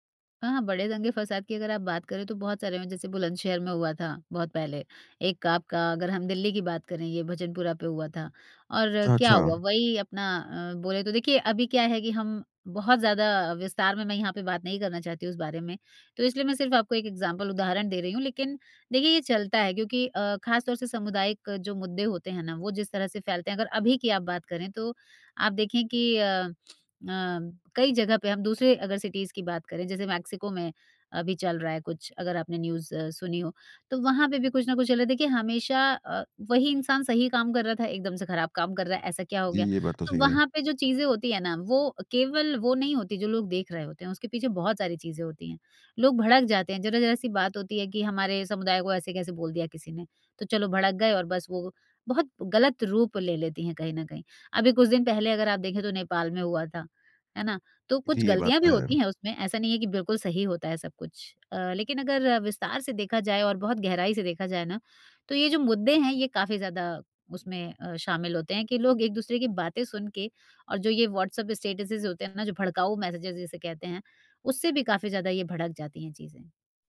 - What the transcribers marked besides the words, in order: in English: "एक्ज़ाम्पल"; sniff; in English: "सिटीज़"; in English: "न्यूज़"; in English: "स्टेटसेज़"; in English: "मैसेजेज़"
- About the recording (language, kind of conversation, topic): Hindi, podcast, समाज में अफवाहें भरोसा कैसे तोड़ती हैं, और हम उनसे कैसे निपट सकते हैं?